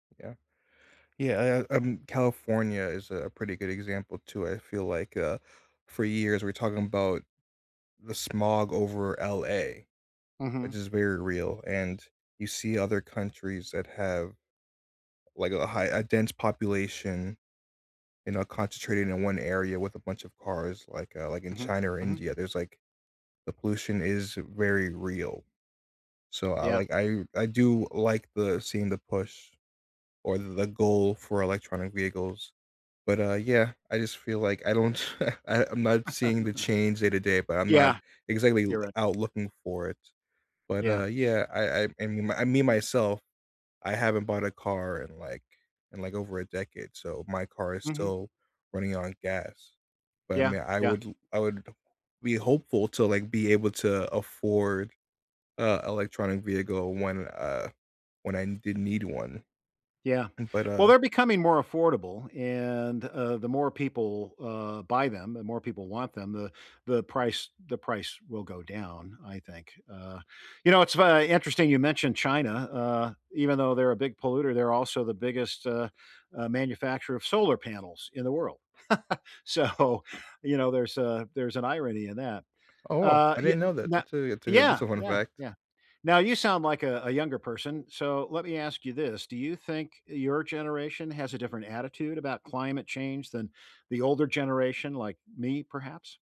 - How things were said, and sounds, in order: tapping; chuckle; chuckle; laughing while speaking: "So"; other background noise
- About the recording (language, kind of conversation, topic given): English, unstructured, How will climate change affect future generations?